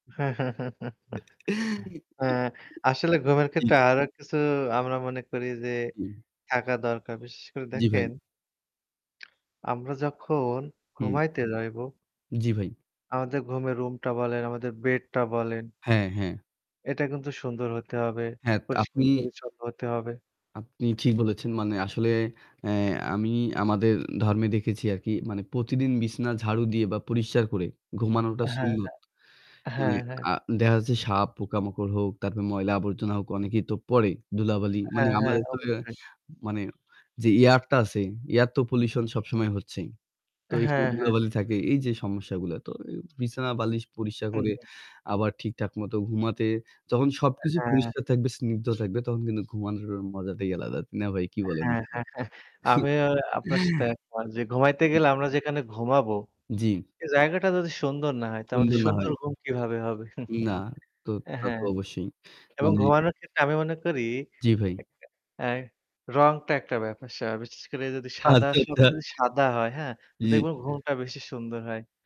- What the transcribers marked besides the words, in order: static; chuckle; laugh; tsk; other background noise; chuckle; chuckle; other noise; distorted speech
- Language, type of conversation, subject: Bengali, unstructured, তুমি রাতে ভালো ঘুম পাওয়ার জন্য কী করো?